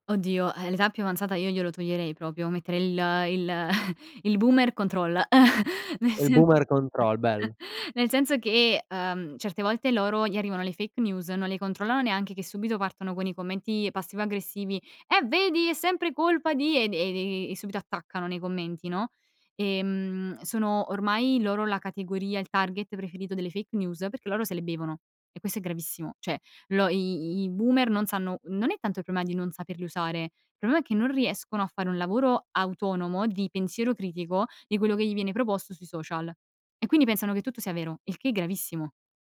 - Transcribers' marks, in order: chuckle; in English: "boomer control"; chuckle; in English: "boomer control"; in English: "fake news"; put-on voice: "Eh vedi è sempre colpa di"; in English: "fake news"; in English: "boomer"; in English: "social"
- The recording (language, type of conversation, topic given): Italian, podcast, Che ruolo hanno i social media nella visibilità della tua comunità?